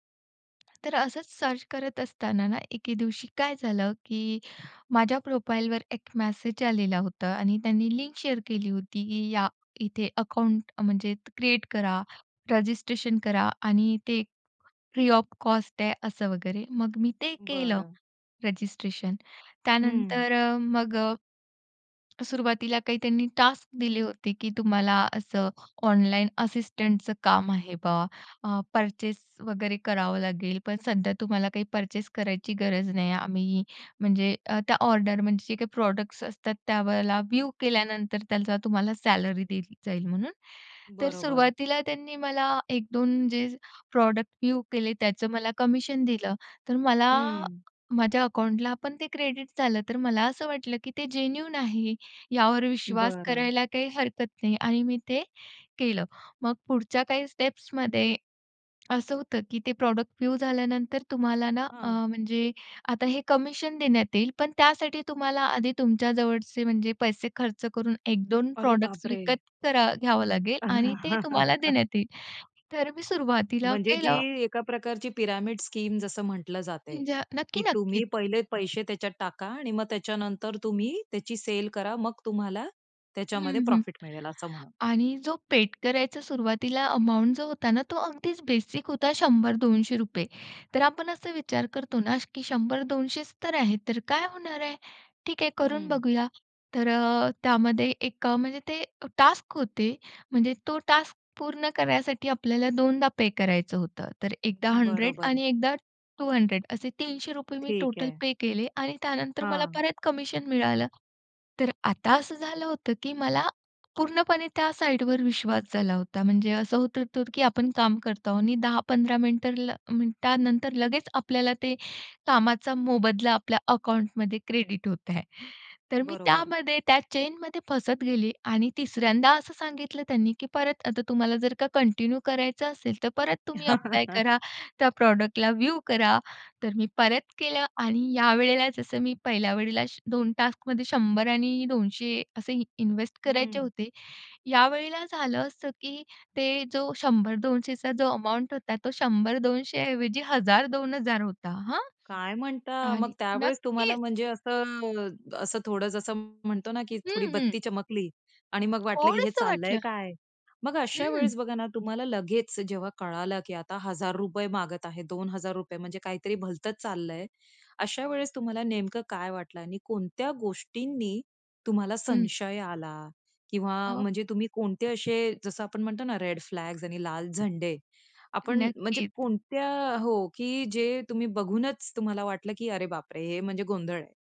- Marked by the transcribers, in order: tapping; in English: "सर्च"; other background noise; in English: "प्रोफाईलवर"; in English: "शेअर"; in English: "फ्री ऑफ कॉस्ट"; in English: "टास्क"; in English: "प्रॉडक्ट्स"; in English: "प्रॉडक्ट"; in English: "क्रेडिट"; in English: "जेन्यूइन"; in English: "स्टेप्समध्ये"; in English: "प्रॉडक्ट"; in English: "प्रॉडक्ट्स"; chuckle; in English: "टास्क"; in English: "टास्क"; in English: "टू हंड्रेड"; in English: "टोटल"; in English: "क्रेडिट"; in English: "कंटिन्यू"; chuckle; in English: "प्रॉडक्टला"; in English: "टास्कमध्ये"; surprised: "काय म्हणता"
- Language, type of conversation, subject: Marathi, podcast, फसवणुकीचा प्रसंग तुमच्या बाबतीत घडला तेव्हा नेमकं काय झालं?